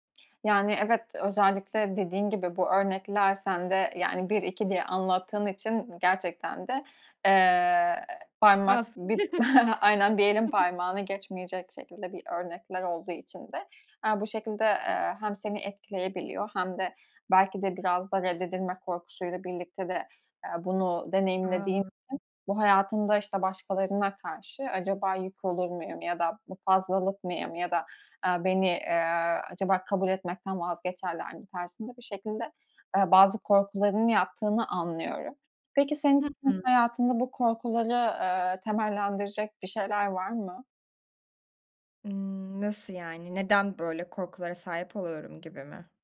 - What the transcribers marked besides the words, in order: chuckle; chuckle; other background noise
- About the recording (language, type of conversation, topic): Turkish, advice, İş yerinde ve evde ihtiyaçlarımı nasıl açık, net ve nazikçe ifade edebilirim?